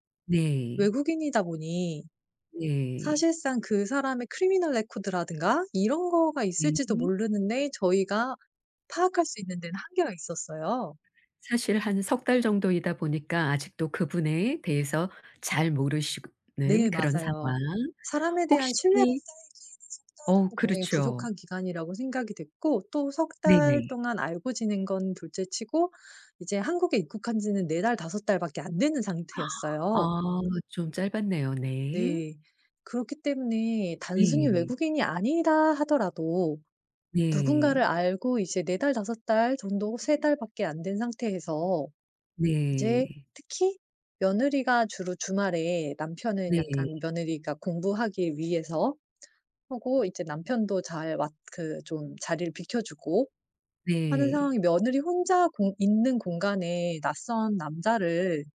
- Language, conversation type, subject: Korean, advice, 시댁 가족과 사촌들이 개인 공간을 자주 침범할 때 경계를 어떻게 설정하면 좋을까요?
- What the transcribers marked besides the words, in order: tapping; in English: "criminal record라든가"; gasp; other background noise